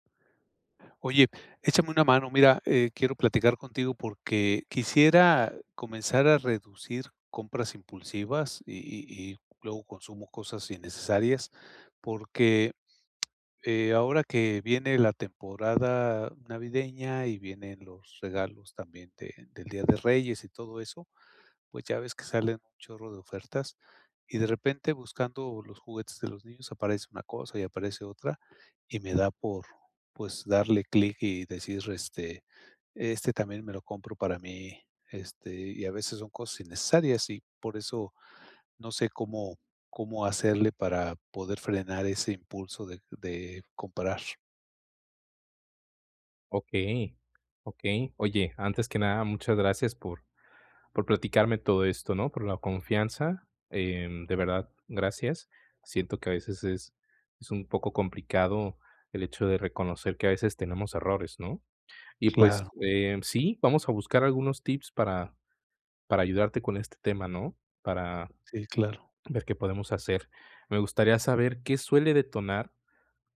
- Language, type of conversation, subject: Spanish, advice, ¿Cómo puedo evitar las compras impulsivas y el gasto en cosas innecesarias?
- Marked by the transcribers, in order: tapping